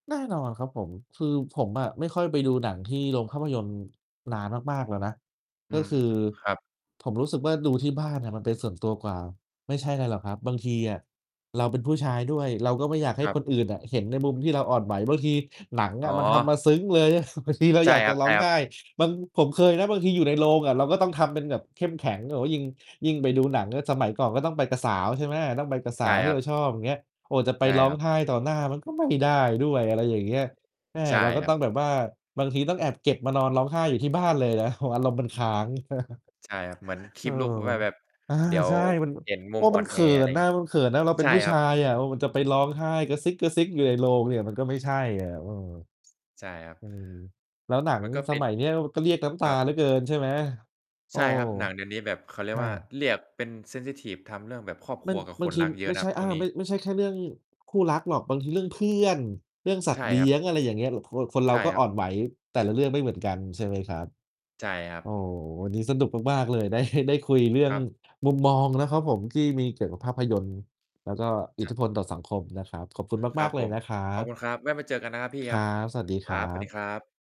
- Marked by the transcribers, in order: distorted speech; chuckle; in English: "keep look"; chuckle; in English: "เซนซิทิฟ"; laughing while speaking: "ได้"; other background noise
- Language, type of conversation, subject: Thai, unstructured, ภาพยนตร์มีอิทธิพลต่อสังคมอย่างไร?